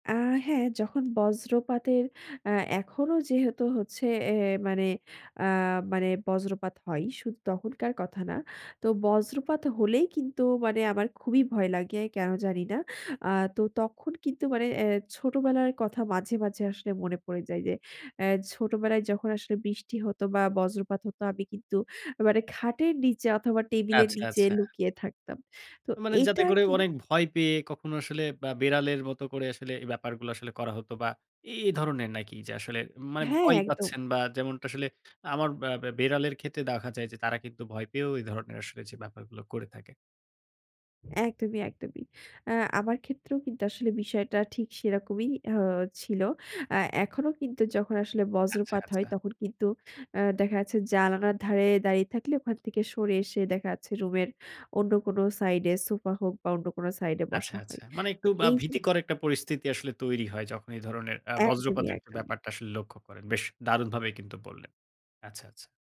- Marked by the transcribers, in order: none
- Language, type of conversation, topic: Bengali, podcast, প্রকৃতির কোন কোন গন্ধ বা শব্দ আপনার ভেতরে স্মৃতি জাগিয়ে তোলে?